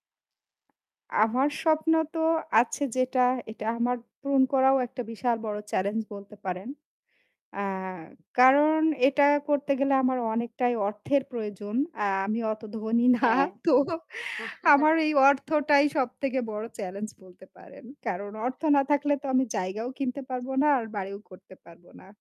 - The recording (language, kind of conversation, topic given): Bengali, unstructured, আপনি কি কখনও বড় কোনো স্বপ্ন পূরণ করার কথা ভেবেছেন?
- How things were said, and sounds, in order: static; laughing while speaking: "না। তো"; chuckle